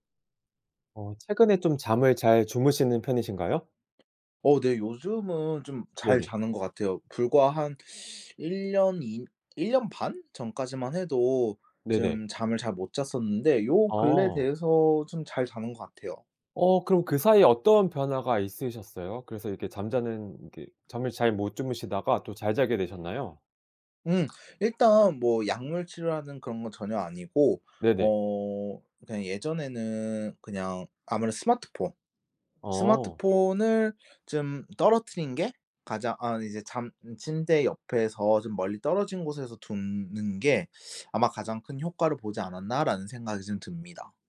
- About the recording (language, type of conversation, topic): Korean, podcast, 잠을 잘 자려면 어떤 습관을 지키면 좋을까요?
- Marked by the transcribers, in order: other background noise